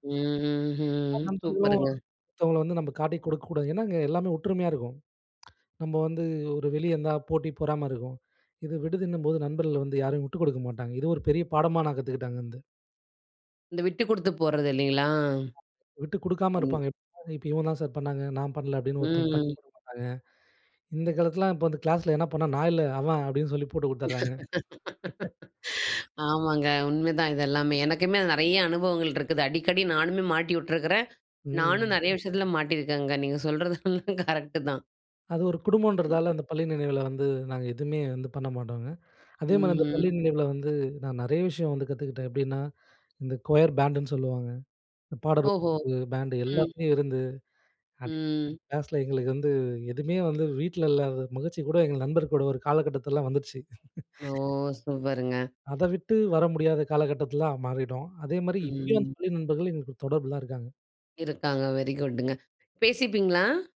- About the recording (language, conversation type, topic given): Tamil, podcast, பள்ளிக்கால நினைவில் உனக்கு மிகப்பெரிய பாடம் என்ன?
- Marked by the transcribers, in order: other background noise; other noise; unintelligible speech; drawn out: "ம்"; unintelligible speech; laugh; laughing while speaking: "ஆமாங்க, உண்மதான் இது"; laugh; laughing while speaking: "சொல்றது எல்லாம் கரெக்ட்டு தான்"; drawn out: "ம்"; in English: "க்வையர் பேண்ட்டுன்னு"; in English: "பேண்ட்டு"; laugh